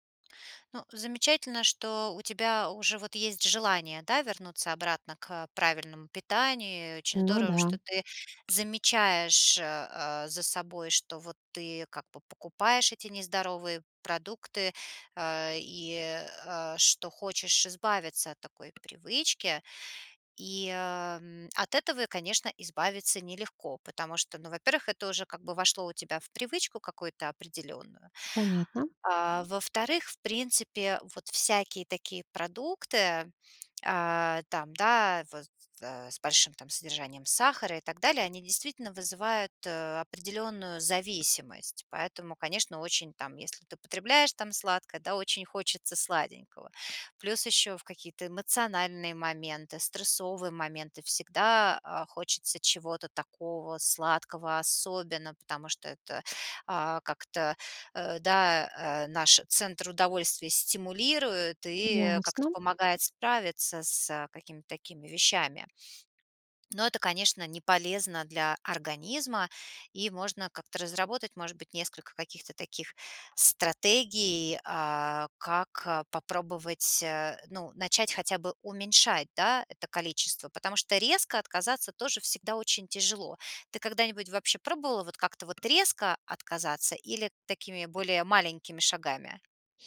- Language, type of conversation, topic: Russian, advice, Почему я не могу устоять перед вредной едой в магазине?
- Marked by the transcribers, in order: tapping; other background noise; stressed: "резко"